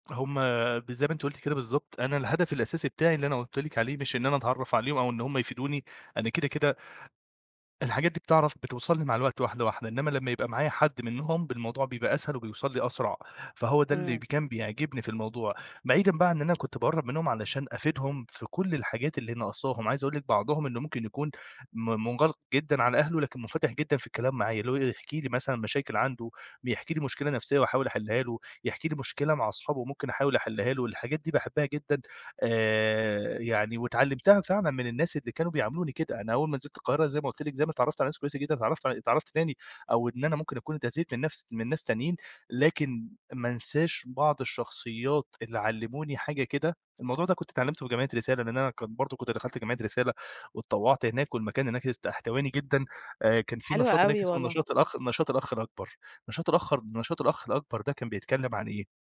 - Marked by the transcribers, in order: none
- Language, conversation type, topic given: Arabic, podcast, إزاي حسّيت بكرم وحفاوة أهل البلد في رحلة بعيدة؟